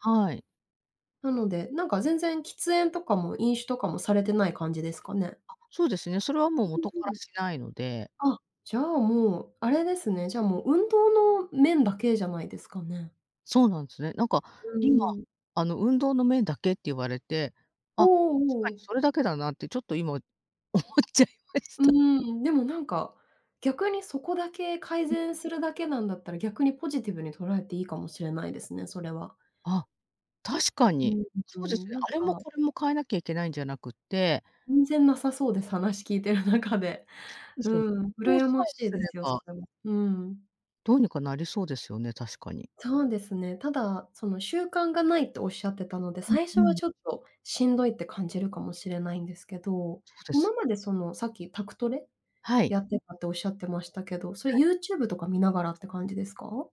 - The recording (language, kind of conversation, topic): Japanese, advice, 健康診断で異常が出て生活習慣を変えなければならないとき、どうすればよいですか？
- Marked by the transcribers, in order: laughing while speaking: "思っちゃいました"; other background noise; "全然" said as "んぜん"; laughing while speaking: "聞いてる中で"